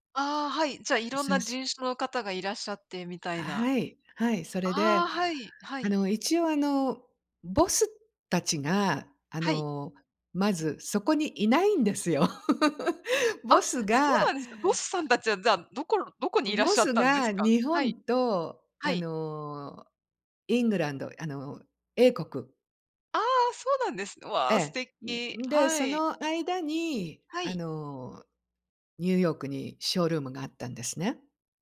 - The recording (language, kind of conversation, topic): Japanese, unstructured, 理想の職場環境はどんな場所ですか？
- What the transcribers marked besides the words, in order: laugh